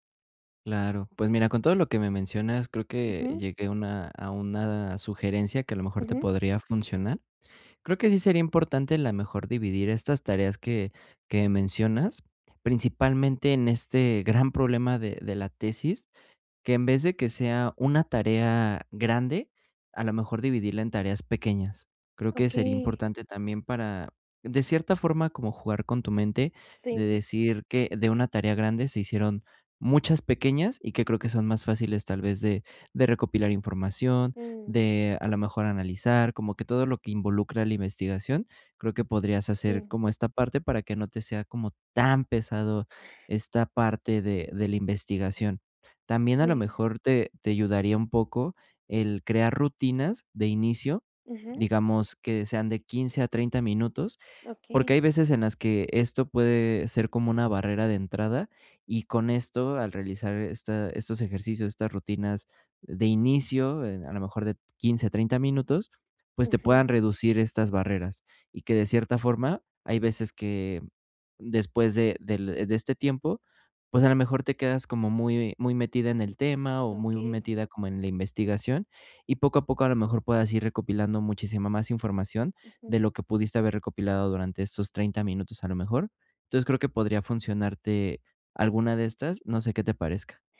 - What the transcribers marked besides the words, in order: exhale
- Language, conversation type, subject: Spanish, advice, ¿Cómo puedo dejar de procrastinar al empezar un proyecto y convertir mi idea en pasos concretos?